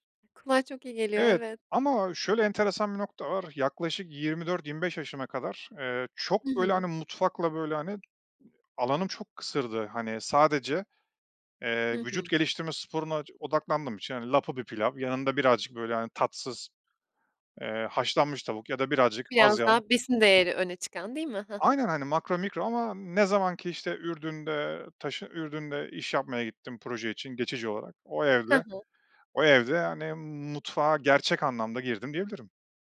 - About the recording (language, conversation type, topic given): Turkish, podcast, Yemek yapmayı hobi hâline getirmek isteyenlere ne önerirsiniz?
- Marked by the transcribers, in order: tapping; other background noise